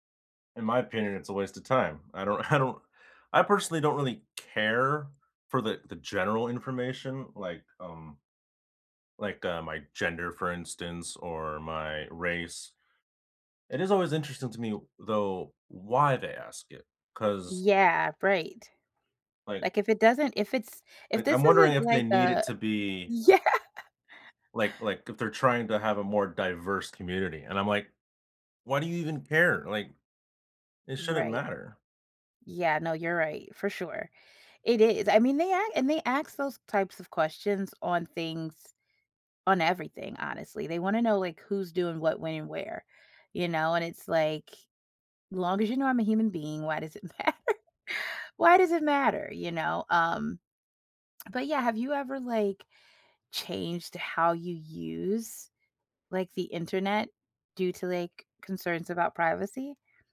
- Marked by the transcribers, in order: laughing while speaking: "I don't"; laughing while speaking: "yeah"; laughing while speaking: "matter?"
- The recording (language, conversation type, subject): English, unstructured, What do you think about companies tracking what you do online?
- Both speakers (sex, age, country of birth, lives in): female, 40-44, United States, United States; male, 20-24, United States, United States